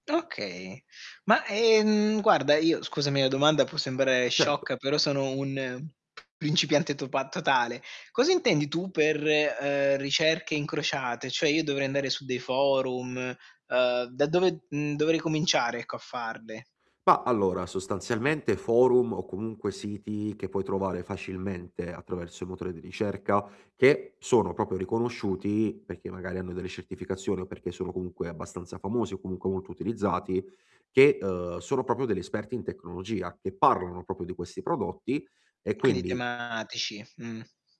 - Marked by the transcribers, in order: tapping; "proprio" said as "propio"; "proprio" said as "propio"; "proprio" said as "propo"; distorted speech
- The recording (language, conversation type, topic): Italian, advice, Come posso distinguere la qualità dal prezzo quando acquisto online?